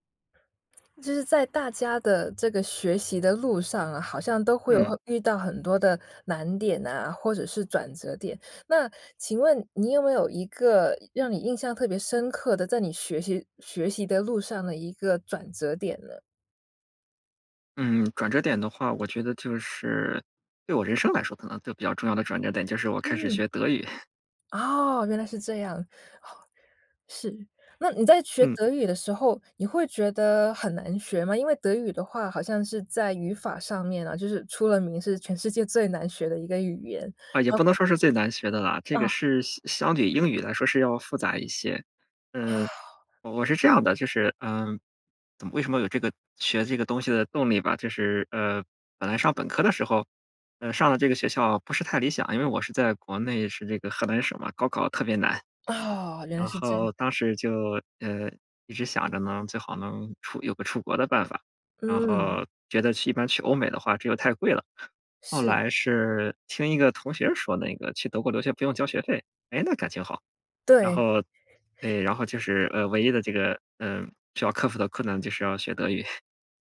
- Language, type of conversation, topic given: Chinese, podcast, 你能跟我们讲讲你的学习之路吗？
- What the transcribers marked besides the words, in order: chuckle; unintelligible speech; chuckle; chuckle